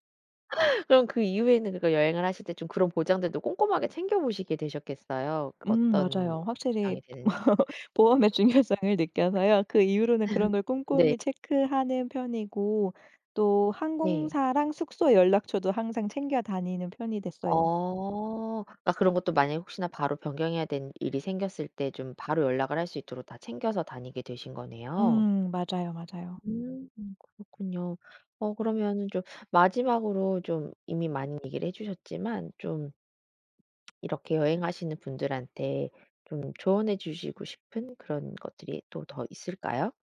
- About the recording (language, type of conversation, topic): Korean, podcast, 여행 중 여권이나 신분증을 잃어버린 적이 있나요?
- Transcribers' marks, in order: other background noise; laugh; laugh